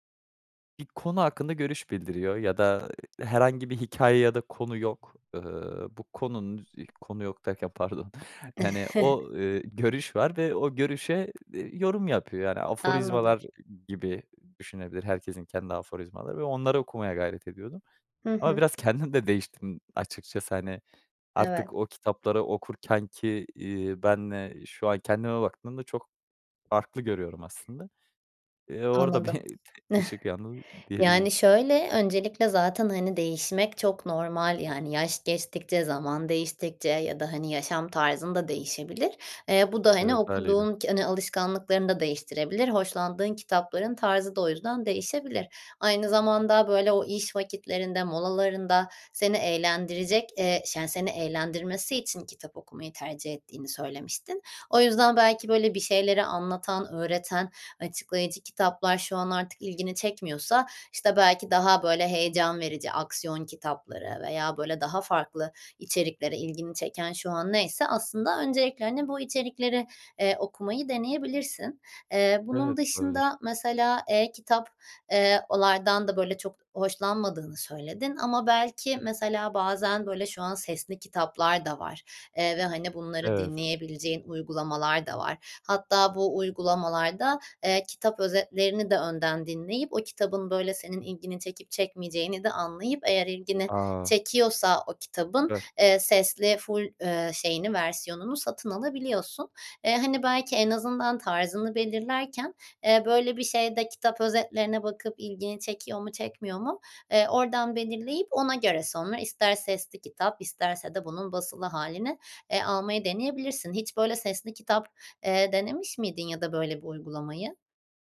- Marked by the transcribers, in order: chuckle; chuckle; tapping; "onlardan" said as "olardan"
- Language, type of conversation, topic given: Turkish, advice, Her gün düzenli kitap okuma alışkanlığı nasıl geliştirebilirim?
- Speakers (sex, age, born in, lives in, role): female, 30-34, Turkey, Netherlands, advisor; male, 25-29, Turkey, Netherlands, user